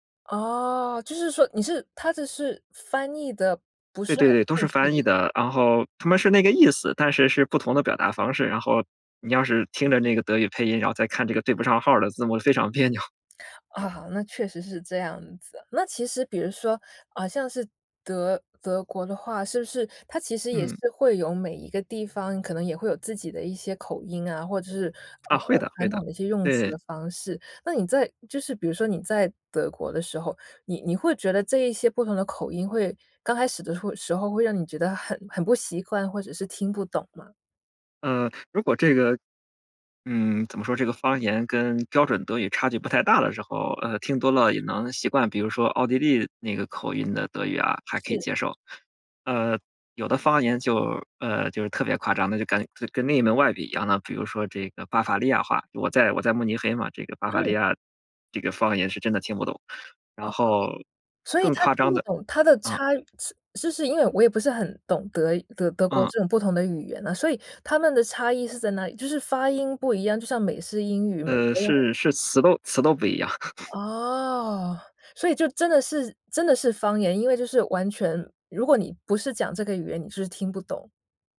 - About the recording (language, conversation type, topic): Chinese, podcast, 你能跟我们讲讲你的学习之路吗？
- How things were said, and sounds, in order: laughing while speaking: "别扭"; laugh